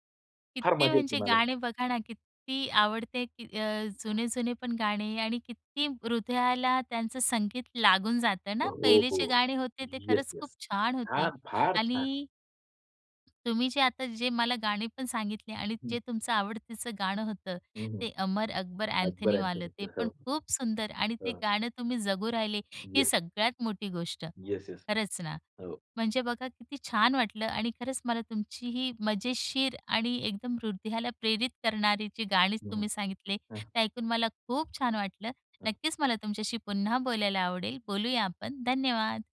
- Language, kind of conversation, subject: Marathi, podcast, तुझे आवडते गाणे कोणते आणि का?
- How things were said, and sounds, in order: other background noise